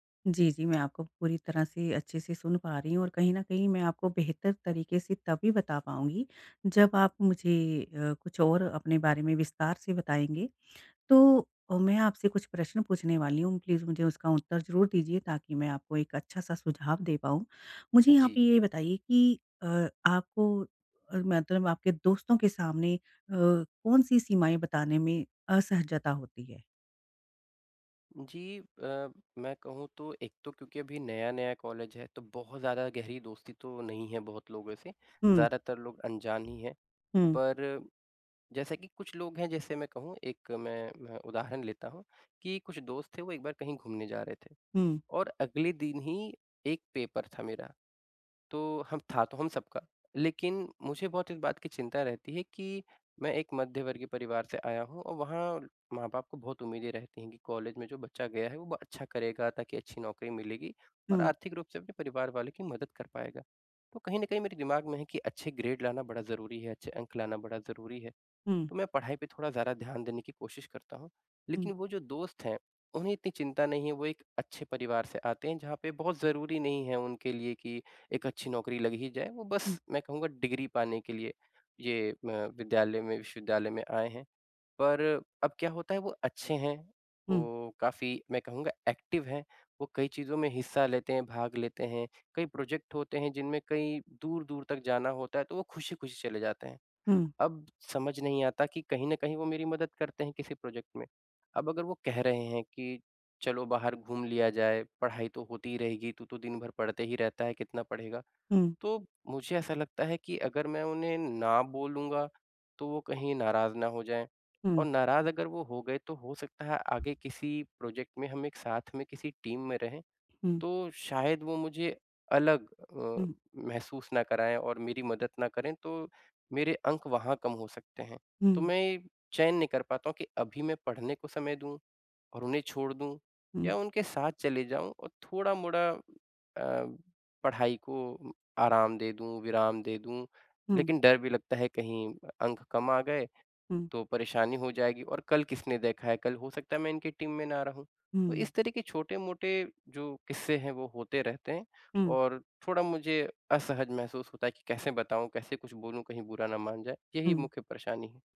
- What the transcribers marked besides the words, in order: other background noise; in English: "प्लीज"; tapping; in English: "ग्रेड"; in English: "एक्टिव"; in English: "टीम"; in English: "टीम"
- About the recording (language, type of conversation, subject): Hindi, advice, दोस्तों के साथ भावनात्मक सीमाएँ कैसे बनाऊँ और उन्हें बनाए कैसे रखूँ?